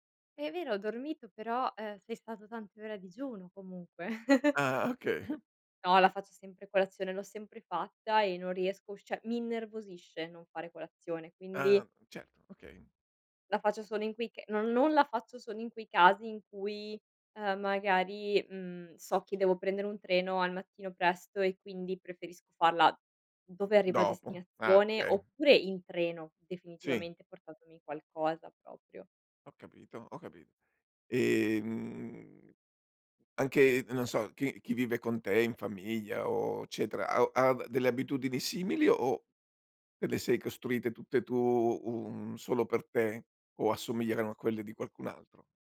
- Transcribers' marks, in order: tapping; chuckle; laughing while speaking: "okay"; other noise; other background noise; drawn out: "mhmm"; "eccetera" said as "ccetera"
- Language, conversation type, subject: Italian, podcast, Che ruolo ha il sonno nel tuo equilibrio mentale?
- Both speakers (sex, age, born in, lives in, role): female, 25-29, Italy, Italy, guest; male, 60-64, Italy, Italy, host